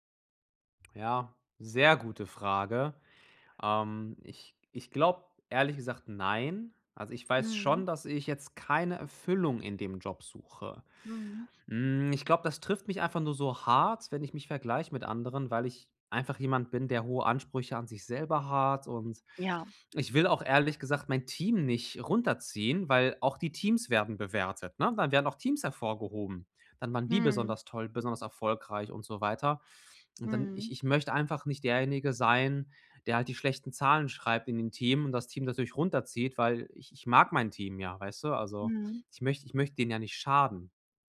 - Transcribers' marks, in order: stressed: "sehr"
- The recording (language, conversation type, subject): German, advice, Wie gehe ich mit Misserfolg um, ohne mich selbst abzuwerten?